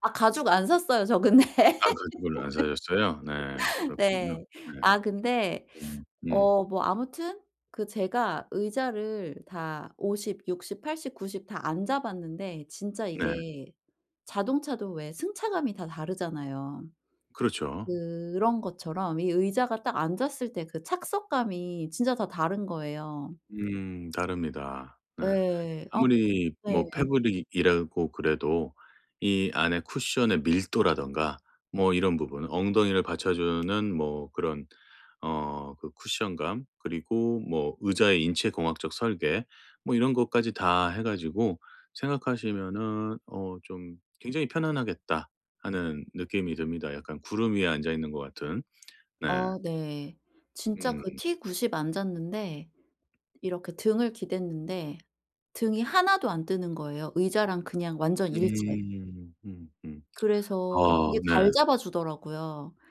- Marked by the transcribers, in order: laughing while speaking: "근데"; laugh; tapping; in English: "패브릭이라고"
- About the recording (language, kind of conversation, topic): Korean, advice, 쇼핑할 때 결정을 못 내리겠을 때 어떻게 하면 좋을까요?